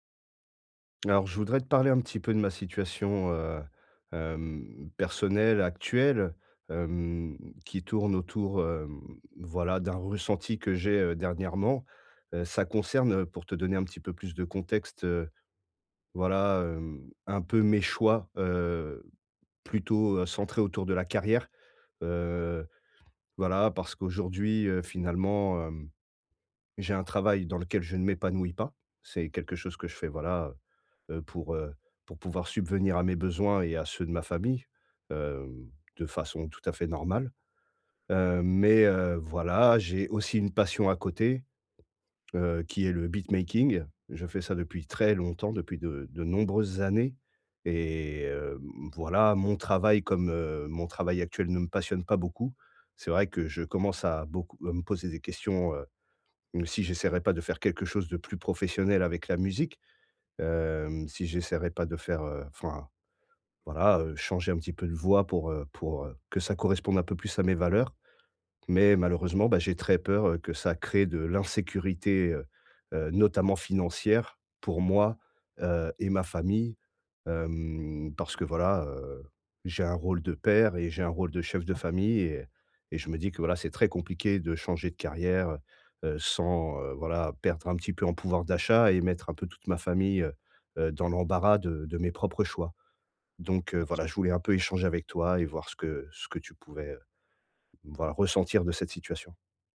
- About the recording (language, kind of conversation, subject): French, advice, Comment puis-je concilier les attentes de ma famille avec mes propres aspirations personnelles ?
- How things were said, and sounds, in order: other background noise; tapping; in English: "beatmaking"; unintelligible speech